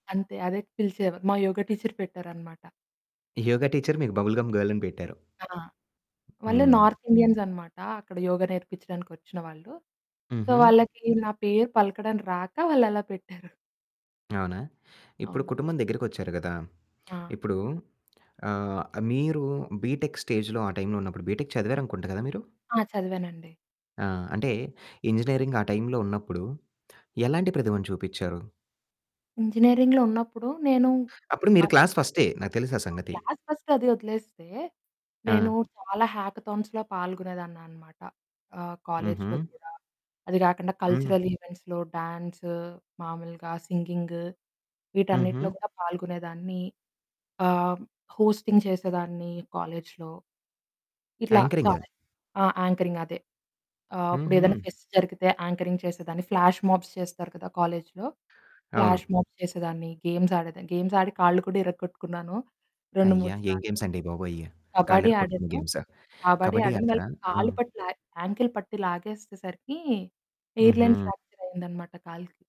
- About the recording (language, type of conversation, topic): Telugu, podcast, మీ కుటుంబం మీ గుర్తింపును ఎలా చూస్తుంది?
- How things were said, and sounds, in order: other background noise; in English: "బబుల్ గమ్ గర్ల్"; in English: "నార్త్ ఇండియన్స్"; in English: "సో"; in English: "బీ‌టెక్ స్టేజ్‌లో"; in English: "బీటెక్"; in English: "ఇంజినీరింగ్"; lip smack; in English: "ఇంజినీరింగ్‌లో"; in English: "క్లాస్"; in English: "క్లాస్ ఫస్ట్"; in English: "హ్యాకథాన్స్‌లొ"; in English: "కల్చరల్ ఈవెంట్స్‌లొ, డ్యాన్స్"; in English: "సింగింగ్"; static; in English: "హోస్టింగ్"; in English: "యాంకరింగ్"; in English: "యాంకరింగ్"; in English: "ఫెస్ట్"; in English: "యాంకరింగ్"; in English: "ఫ్లాష్ మబ్స్"; in English: "ఫ్లాష్ మబ్స్"; in English: "గేమ్స్"; in English: "గేమ్స్"; in English: "గేమ్స్"; in English: "గేమ్స్"; in English: "యాంకిల్"; in English: "ఎయిర్‌లైన్ ఫ్రాక్చర్"